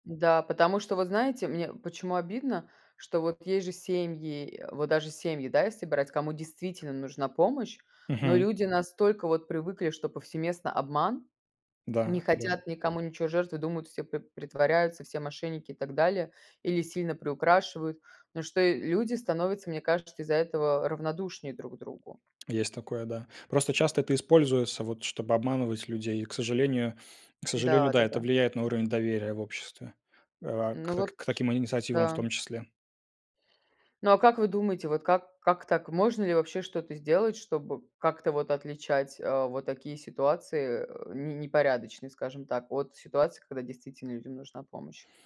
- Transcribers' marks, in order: none
- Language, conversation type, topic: Russian, unstructured, Что вы чувствуете, когда помогаете другим?